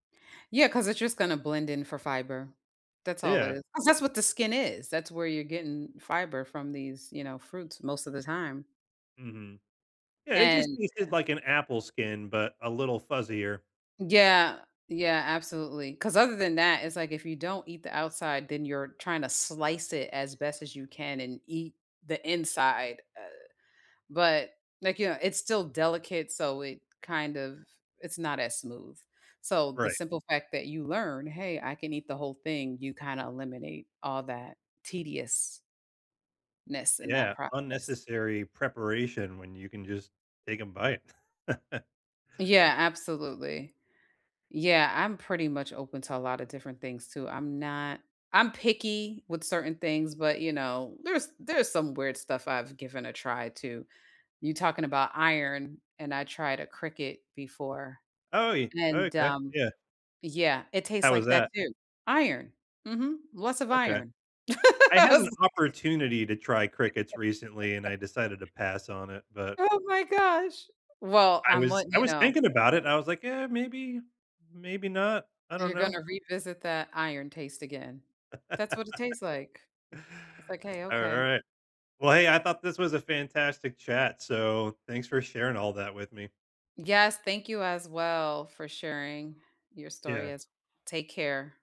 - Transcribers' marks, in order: chuckle; laugh; laughing while speaking: "I was like"; laugh; other background noise; laugh; tapping
- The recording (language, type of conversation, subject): English, unstructured, How do you help someone learn to enjoy a food that seemed strange at first?
- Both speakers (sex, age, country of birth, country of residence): female, 45-49, United States, United States; male, 40-44, United States, United States